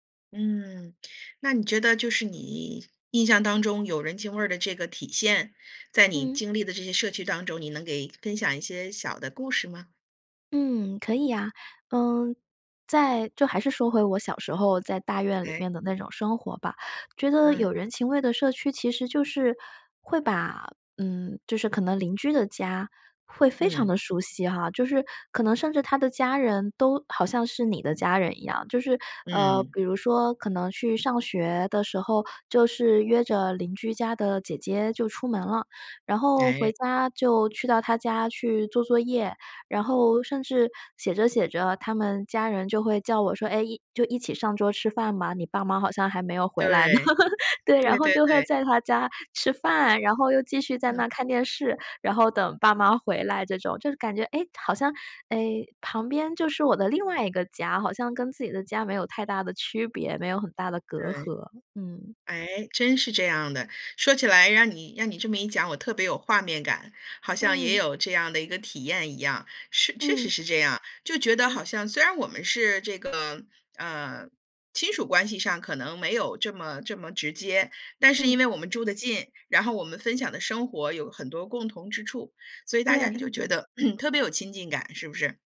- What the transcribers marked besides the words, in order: laugh; throat clearing
- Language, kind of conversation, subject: Chinese, podcast, 如何让社区更温暖、更有人情味？